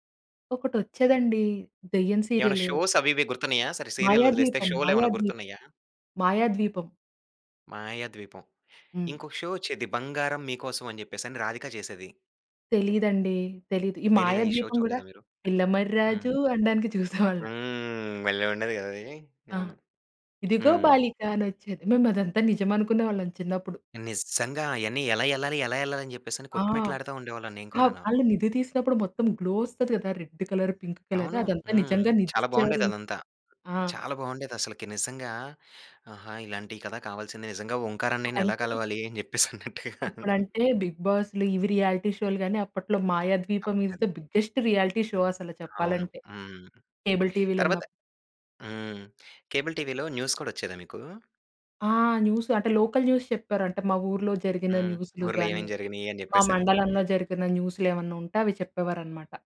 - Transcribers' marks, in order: in English: "షోస్"; in English: "షో"; in English: "షో"; chuckle; drawn out: "హ్మ్"; in English: "గ్లో"; in English: "రెడ్ కలర్, పింక్ కలర్"; laughing while speaking: "అని చెప్పేసి అన్నట్టుగా"; in English: "ఈస్ ద బిగ్గెస్ట్ షో"; tapping; in English: "న్యూస్"; in English: "లోకల్ న్యూస్"; other background noise
- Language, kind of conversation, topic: Telugu, podcast, స్ట్రీమింగ్ సేవలు కేబుల్ టీవీకన్నా మీకు బాగా నచ్చేవి ఏవి, ఎందుకు?